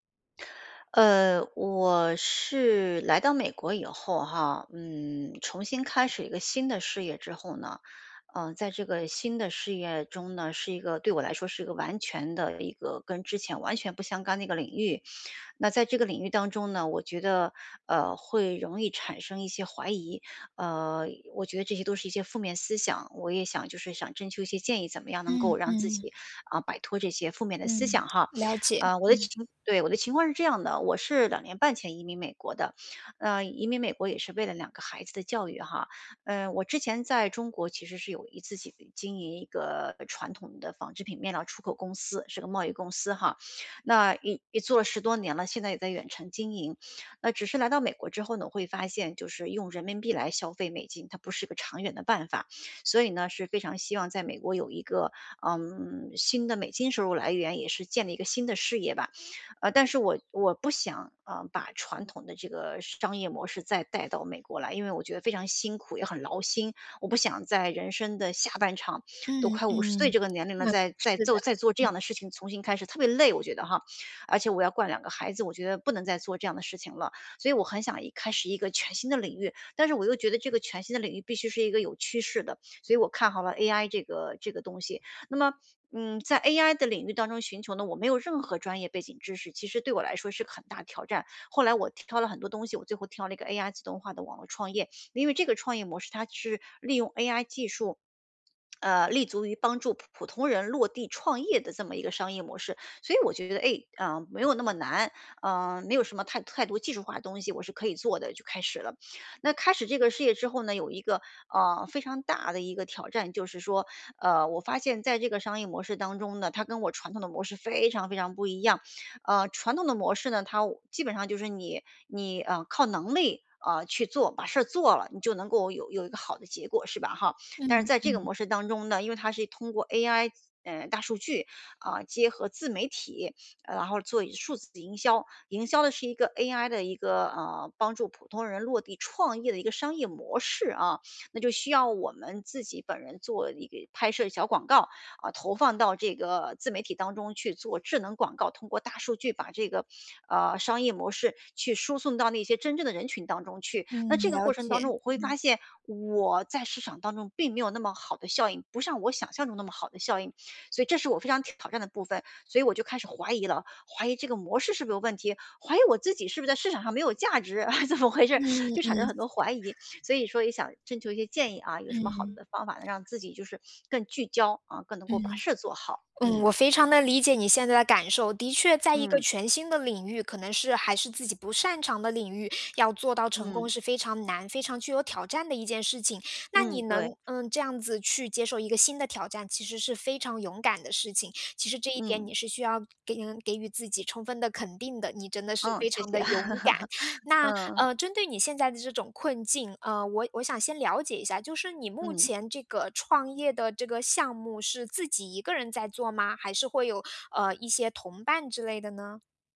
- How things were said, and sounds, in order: tapping; "管" said as "灌"; laugh; laughing while speaking: "怎么回事"; other background noise; laugh
- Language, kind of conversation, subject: Chinese, advice, 我怎样才能摆脱反复出现的负面模式？
- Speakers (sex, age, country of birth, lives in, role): female, 30-34, China, Germany, advisor; female, 50-54, China, United States, user